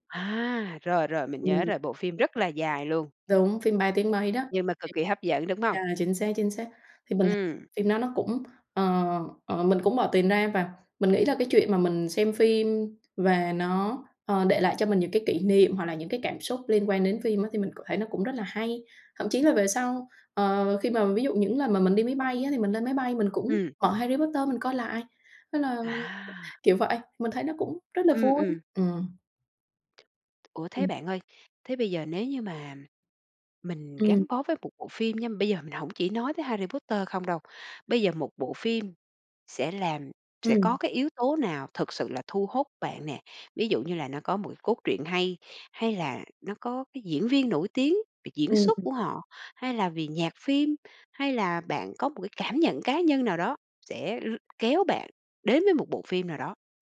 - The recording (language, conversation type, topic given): Vietnamese, podcast, Bạn có thể kể về một bộ phim bạn đã xem mà không thể quên được không?
- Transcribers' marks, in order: other background noise; tapping